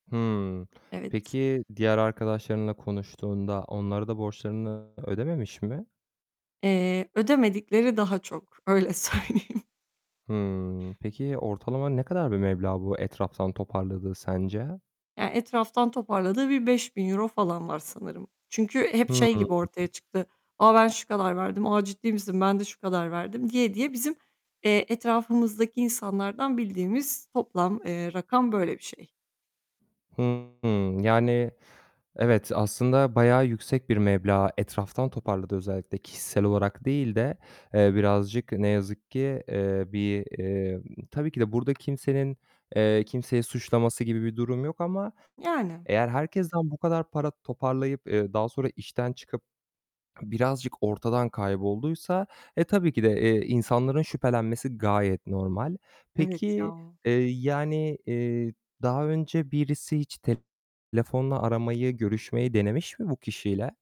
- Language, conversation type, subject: Turkish, advice, Arkadaşıma borç verdiğim parayı geri istemekte neden zorlanıyorum?
- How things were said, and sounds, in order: distorted speech; laughing while speaking: "söyleyeyim"; static; other background noise